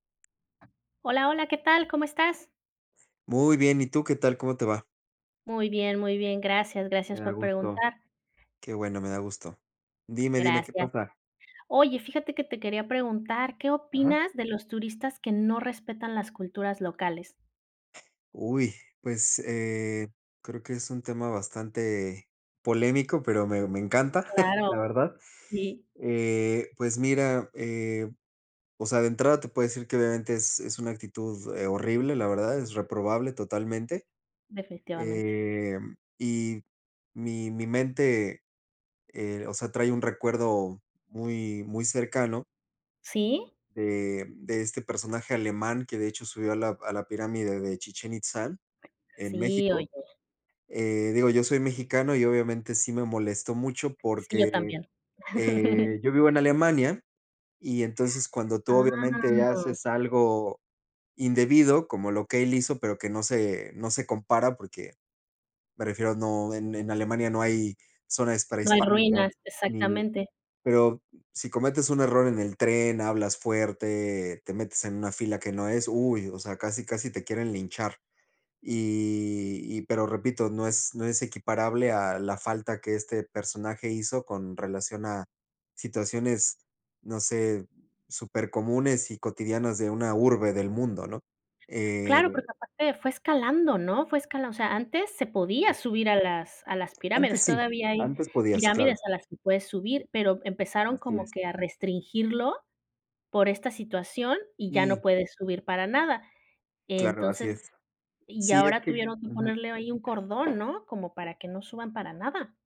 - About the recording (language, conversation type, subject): Spanish, unstructured, ¿qué opinas de los turistas que no respetan las culturas locales?
- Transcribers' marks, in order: tapping; other background noise; chuckle; "Chichén Itzá" said as "Chichén Itzál"; chuckle; drawn out: "Ah"